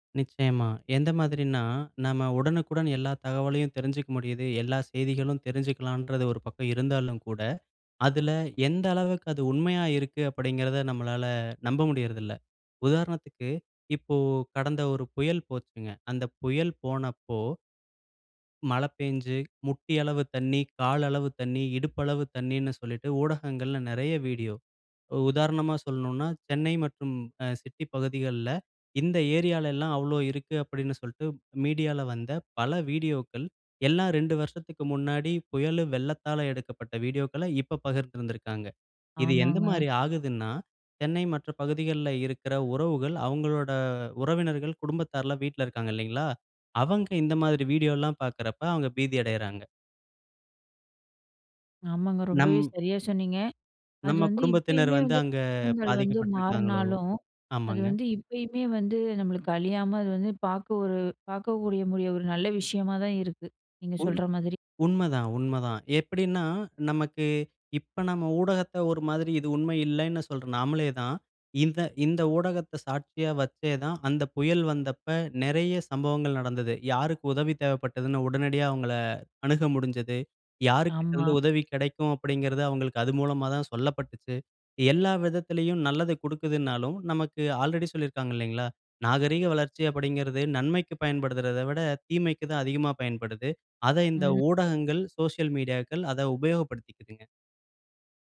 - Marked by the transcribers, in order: other background noise; drawn out: "அவங்களோட"; unintelligible speech; "பயன்படுறத" said as "பயன்படுதறத"
- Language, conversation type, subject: Tamil, podcast, சமூக ஊடகங்களில் வரும் தகவல் உண்மையா பொய்யா என்பதை நீங்கள் எப்படிச் சரிபார்ப்பீர்கள்?